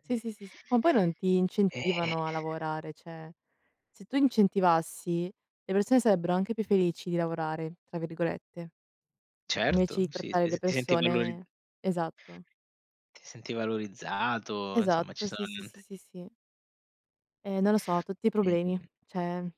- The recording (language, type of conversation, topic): Italian, unstructured, Come pensi che i governi dovrebbero gestire le crisi economiche?
- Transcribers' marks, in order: other background noise; sigh; "cioè" said as "ceh"; tapping; "cioè" said as "ceh"